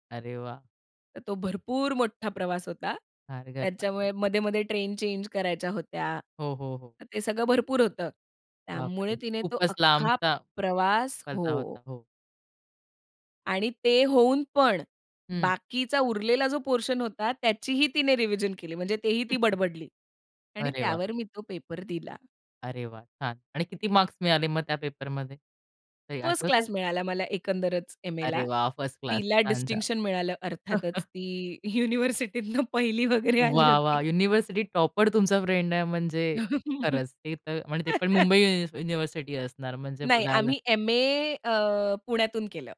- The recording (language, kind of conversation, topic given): Marathi, podcast, शाळा किंवा महाविद्यालयातील कोणत्या आठवणीमुळे तुला शिकण्याची आवड निर्माण झाली?
- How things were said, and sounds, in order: unintelligible speech; in English: "चेंज"; in English: "पोर्शन"; chuckle; chuckle; laughing while speaking: "ती युनिव्हर्सिटीतून पहिली वगैरे आली होती"; in English: "फ्रेंड"; chuckle; giggle